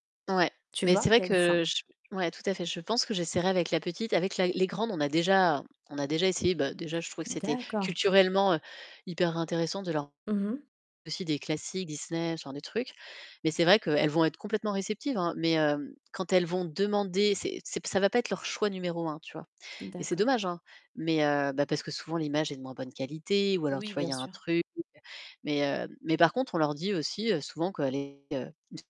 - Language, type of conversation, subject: French, podcast, Comment trouvez-vous le bon équilibre entre les écrans et les enfants à la maison ?
- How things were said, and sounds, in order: other background noise; distorted speech